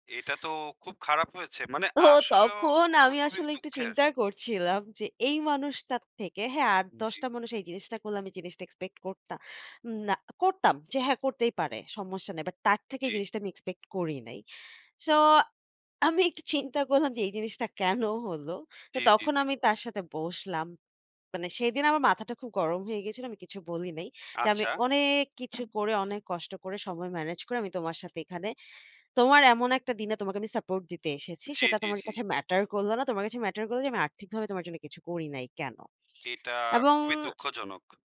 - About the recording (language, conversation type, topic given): Bengali, unstructured, কীভাবে বুঝবেন প্রেমের সম্পর্কে আপনাকে ব্যবহার করা হচ্ছে?
- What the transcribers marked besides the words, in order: laughing while speaking: "তো"; laughing while speaking: "আমি একটু চিন্তা করলাম যে, এই জিনিসটা কেন হলো?"; stressed: "অনেক"